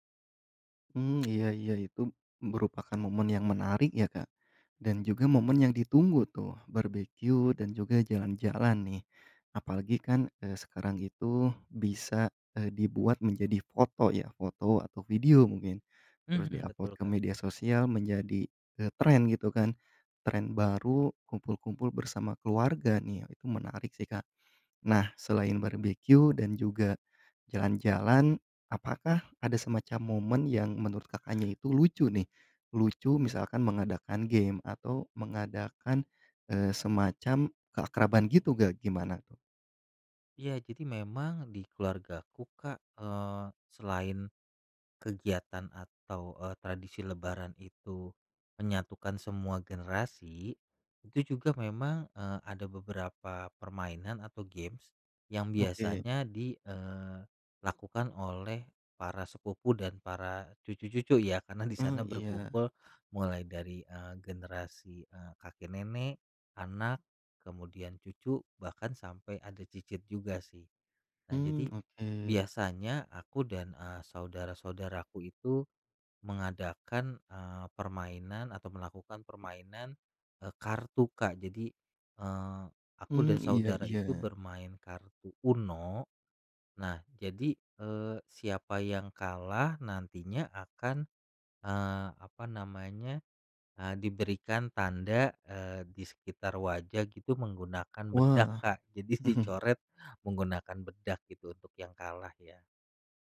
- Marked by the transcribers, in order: other noise; laughing while speaking: "Jadi"; chuckle
- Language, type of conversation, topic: Indonesian, podcast, Kegiatan apa yang menyatukan semua generasi di keluargamu?